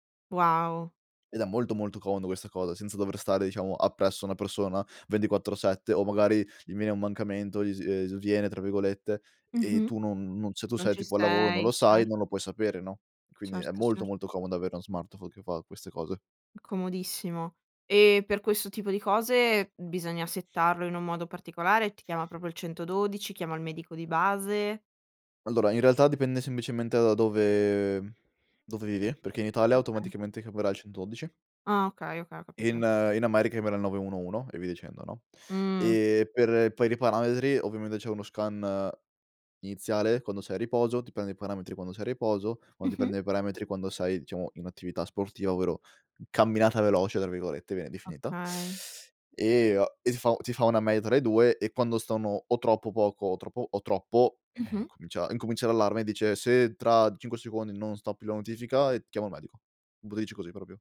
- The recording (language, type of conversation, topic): Italian, podcast, Quali tecnologie renderanno più facile la vita degli anziani?
- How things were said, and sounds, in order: in English: "settarlo"; tapping; "semplicemente" said as "sembicemente"; drawn out: "dove"; in English: "scan"; "proprio" said as "propio"